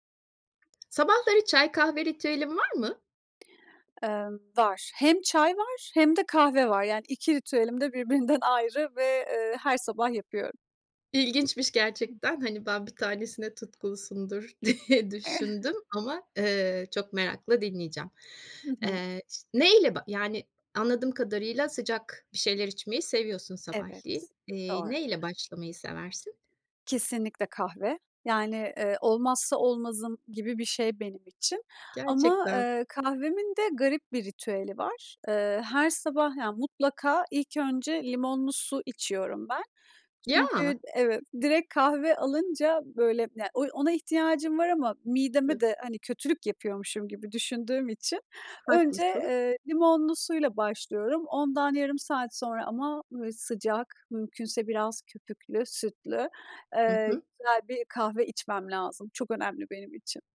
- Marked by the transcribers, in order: tapping; laughing while speaking: "diye"; chuckle; unintelligible speech
- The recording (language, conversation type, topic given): Turkish, podcast, Sabah kahve ya da çay içme ritüelin nasıl olur ve senin için neden önemlidir?